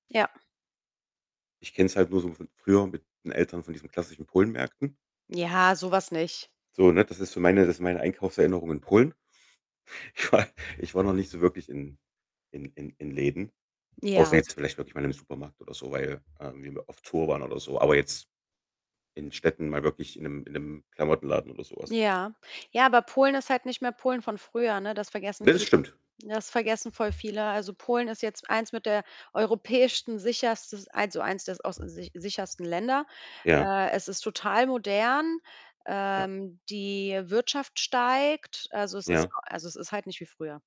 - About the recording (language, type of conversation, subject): German, unstructured, Was ärgert dich beim Einkaufen am meisten?
- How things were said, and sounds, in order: laughing while speaking: "Ich war"; tapping; other background noise